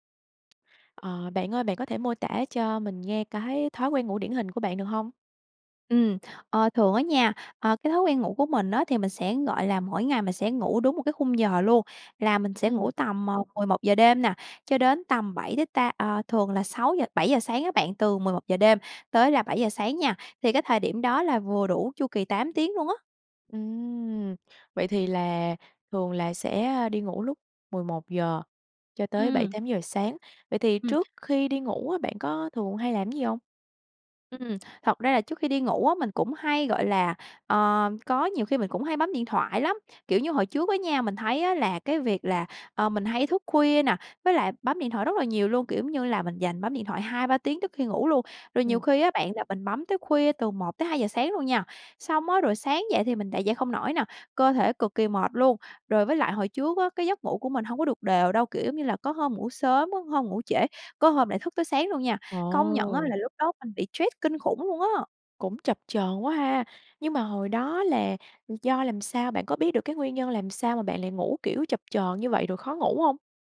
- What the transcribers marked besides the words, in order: tapping; other noise; "stress" said as "troét"
- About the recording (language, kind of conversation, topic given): Vietnamese, podcast, Thói quen ngủ ảnh hưởng thế nào đến mức stress của bạn?